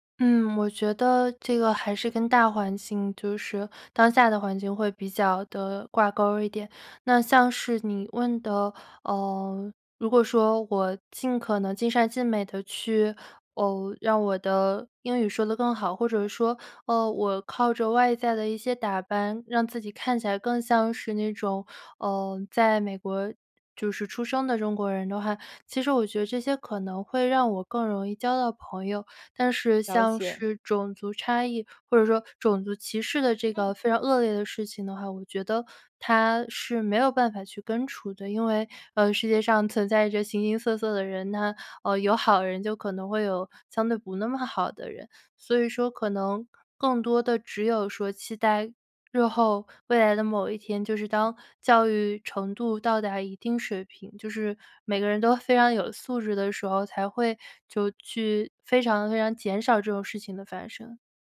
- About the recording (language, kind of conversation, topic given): Chinese, podcast, 你能分享一下你的多元文化成长经历吗？
- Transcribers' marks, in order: other background noise